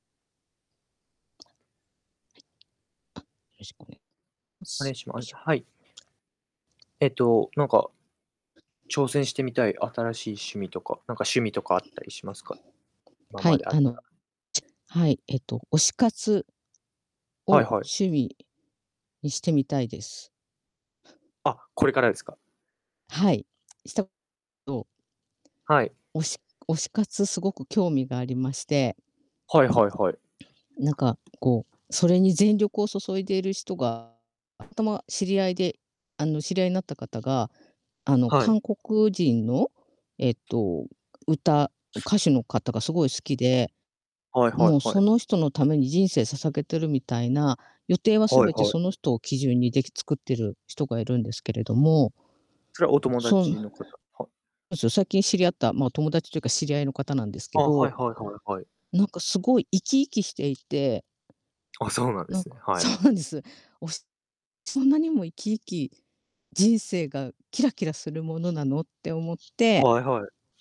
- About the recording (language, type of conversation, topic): Japanese, unstructured, 挑戦してみたい新しい趣味はありますか？
- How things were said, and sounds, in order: other noise; other background noise; tapping; distorted speech; unintelligible speech; unintelligible speech; laughing while speaking: "そうなんです"